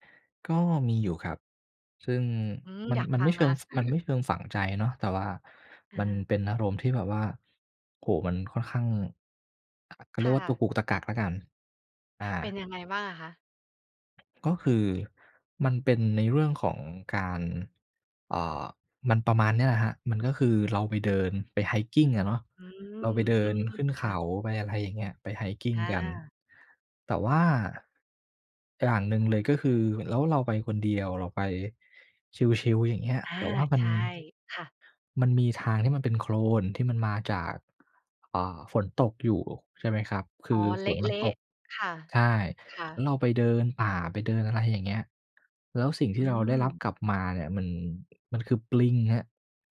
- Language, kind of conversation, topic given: Thai, podcast, เคยเดินทางคนเดียวแล้วเป็นยังไงบ้าง?
- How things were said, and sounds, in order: chuckle; in English: "hiking"; in English: "hiking"